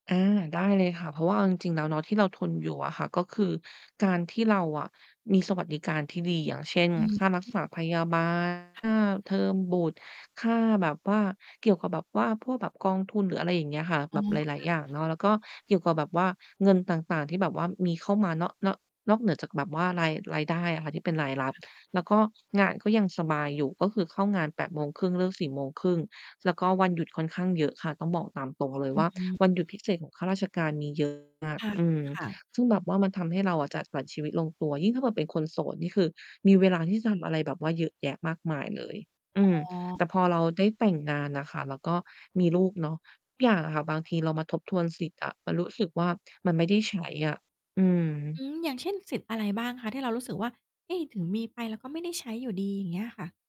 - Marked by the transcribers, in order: static; distorted speech; unintelligible speech; other noise
- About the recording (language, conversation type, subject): Thai, podcast, ทำไมบางคนถึงยังทำงานที่ตัวเองไม่รักอยู่ คุณคิดว่าเป็นเพราะอะไร?